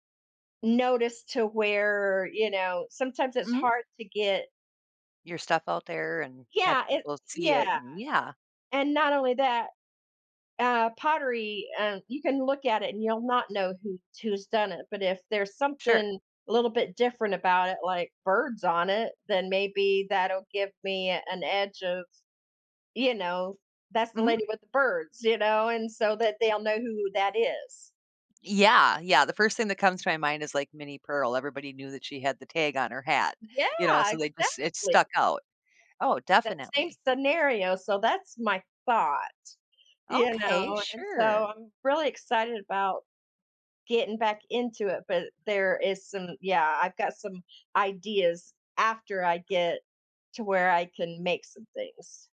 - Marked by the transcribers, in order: lip smack; joyful: "Yeah"; other animal sound
- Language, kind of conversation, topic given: English, advice, How can I manage nerves and make a strong impression at my new job?